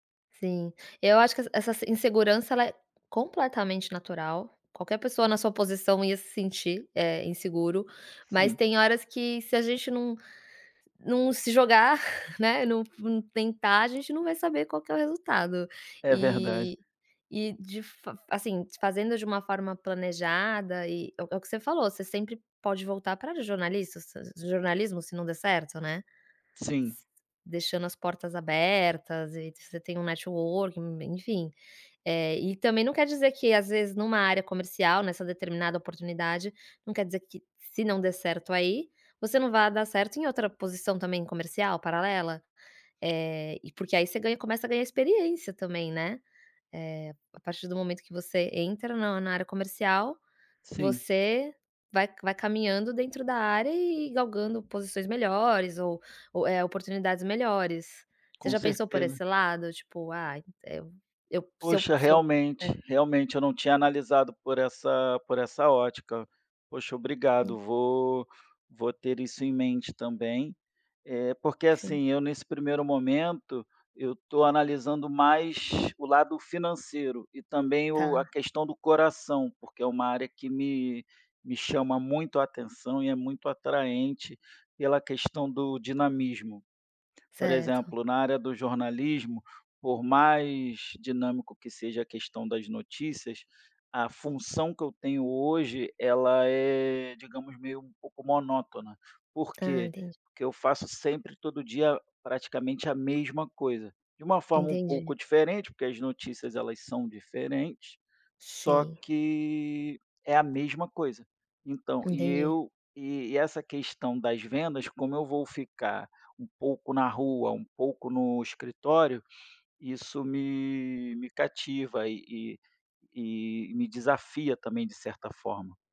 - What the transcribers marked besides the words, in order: tapping
- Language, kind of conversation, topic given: Portuguese, advice, Como posso lidar com o medo intenso de falhar ao assumir uma nova responsabilidade?